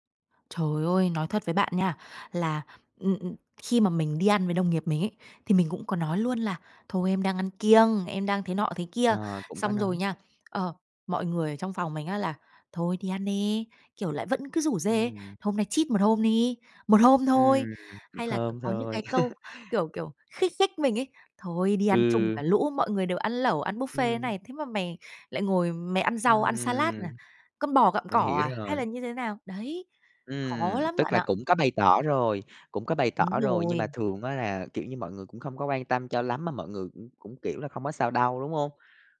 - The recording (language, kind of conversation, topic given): Vietnamese, advice, Làm sao để chọn món ăn lành mạnh khi ăn ngoài với đồng nghiệp mà không bị ngại?
- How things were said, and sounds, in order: tapping; in English: "cheat"; chuckle